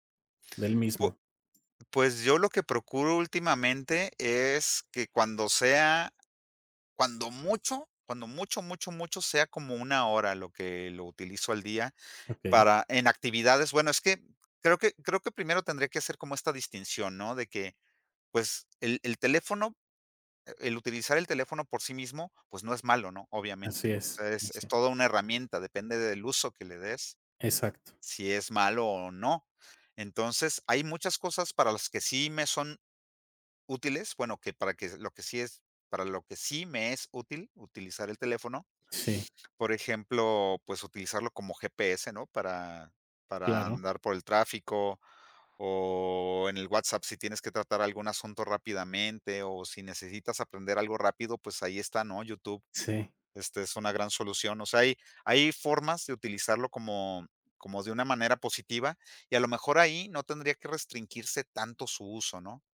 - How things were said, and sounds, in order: tapping
- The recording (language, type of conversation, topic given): Spanish, podcast, ¿Qué haces cuando sientes que el celular te controla?